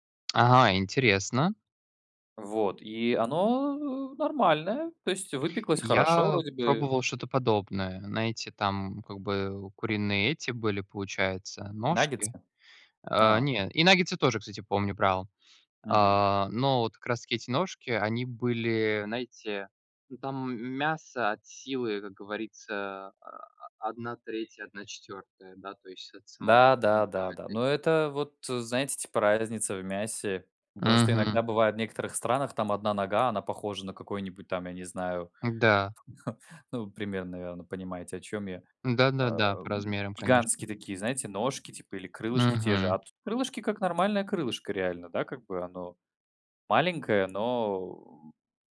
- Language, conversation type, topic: Russian, unstructured, Что вас больше всего раздражает в готовых блюдах из магазина?
- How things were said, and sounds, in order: tapping; other background noise; chuckle